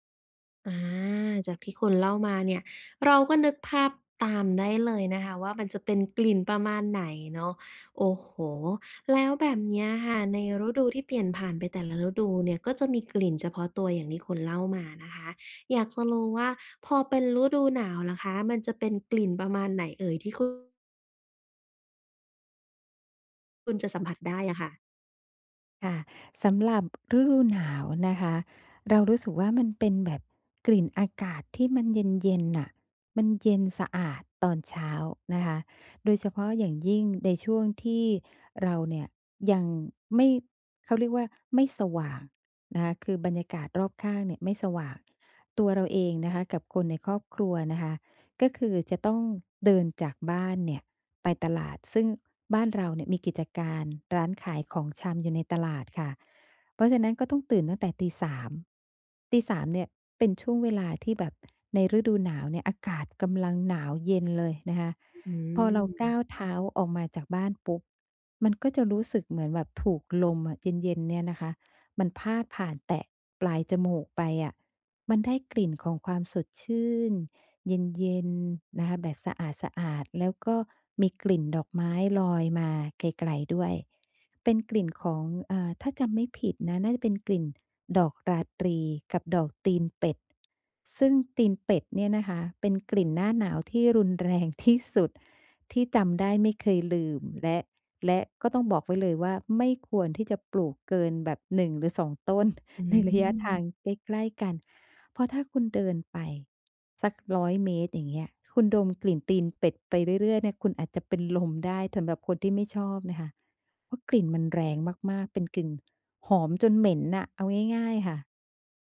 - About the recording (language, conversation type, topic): Thai, podcast, รู้สึกอย่างไรกับกลิ่นของแต่ละฤดู เช่น กลิ่นดินหลังฝน?
- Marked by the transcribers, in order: other background noise; tapping; laughing while speaking: "แรง"; laughing while speaking: "ต้น ใน"